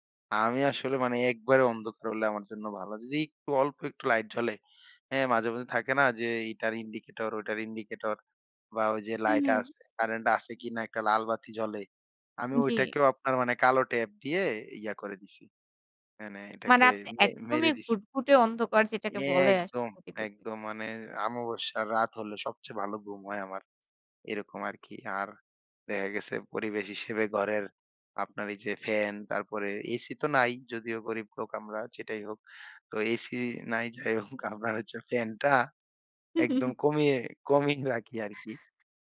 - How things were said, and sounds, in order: tapping; unintelligible speech; laughing while speaking: "যাই হোক। আপনার হচ্ছে ফ্যানটা"; chuckle; laughing while speaking: "কমিয়ে রাখি আরকি"
- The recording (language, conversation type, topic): Bengali, podcast, ঘুমের আগে ফোন বা স্ক্রিন ব্যবহার করার ক্ষেত্রে তোমার রুটিন কী?